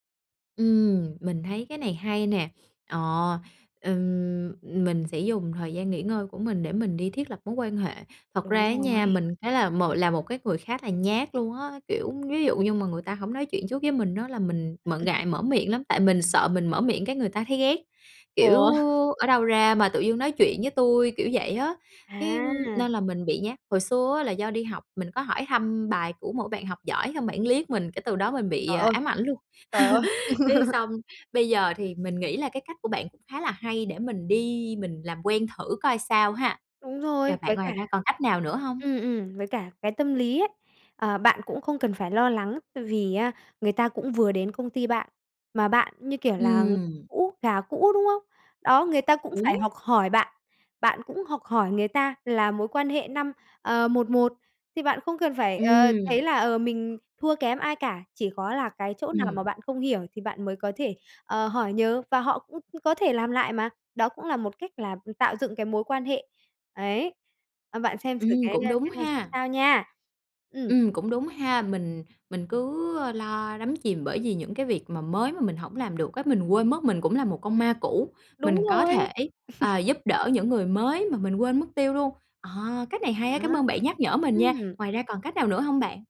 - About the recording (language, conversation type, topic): Vietnamese, advice, Làm sao ứng phó khi công ty tái cấu trúc khiến đồng nghiệp nghỉ việc và môi trường làm việc thay đổi?
- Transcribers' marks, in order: tapping; other background noise; laugh; laughing while speaking: "Ủa?"; laugh; laugh